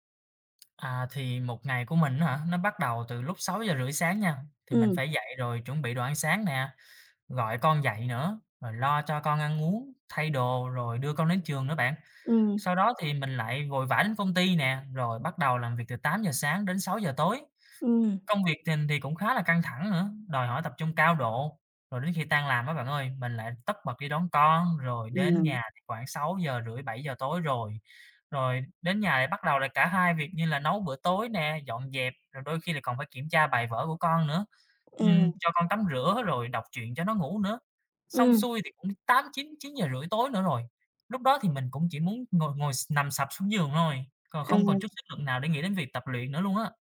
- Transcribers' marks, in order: tapping; other background noise
- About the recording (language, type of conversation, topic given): Vietnamese, advice, Làm sao để sắp xếp thời gian tập luyện khi bận công việc và gia đình?